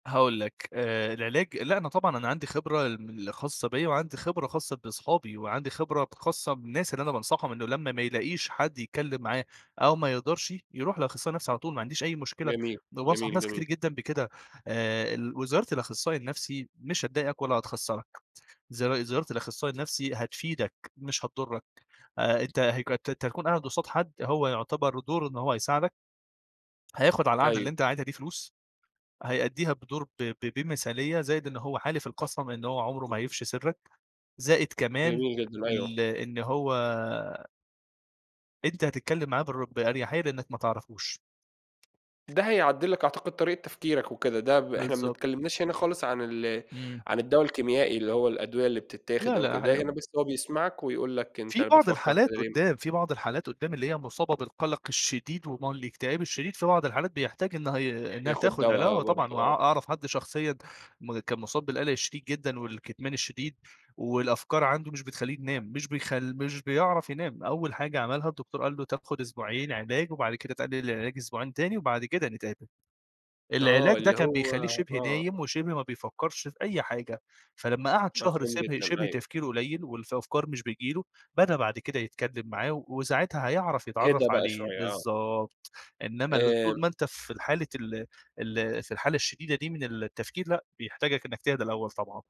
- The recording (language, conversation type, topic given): Arabic, podcast, إزاي بتتعامل مع الأفكار السلبية؟
- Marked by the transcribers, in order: tapping; other background noise; unintelligible speech; horn